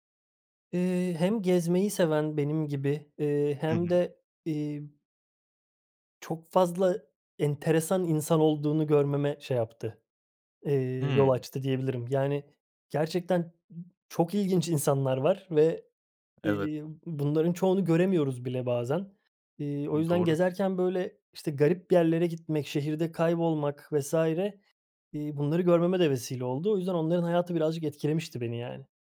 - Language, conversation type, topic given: Turkish, podcast, En iyi seyahat tavsiyen nedir?
- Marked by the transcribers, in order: none